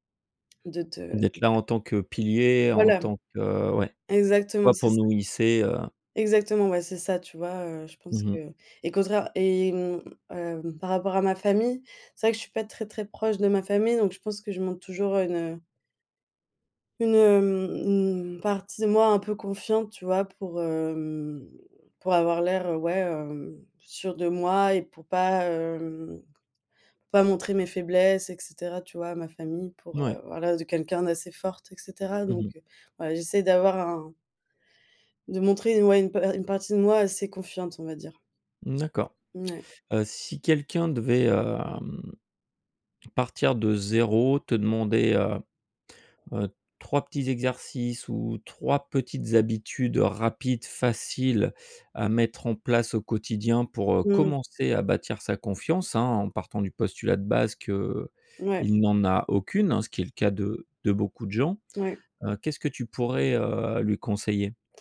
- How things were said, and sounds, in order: other background noise; unintelligible speech; drawn out: "hem"; drawn out: "heu"; drawn out: "hem"
- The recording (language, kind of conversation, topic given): French, podcast, Comment construis-tu ta confiance en toi au quotidien ?